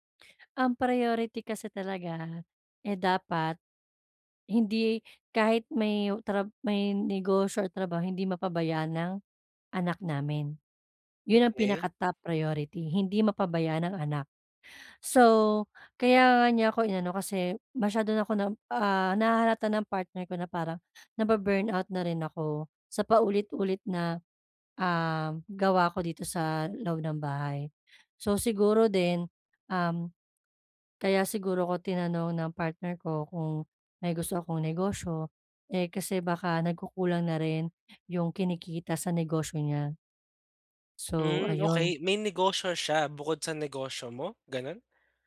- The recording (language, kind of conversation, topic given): Filipino, advice, Paano ko mapapasimple ang proseso ng pagpili kapag maraming pagpipilian?
- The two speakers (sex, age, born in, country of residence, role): female, 35-39, Philippines, Philippines, user; male, 25-29, Philippines, Philippines, advisor
- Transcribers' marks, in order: other background noise; tapping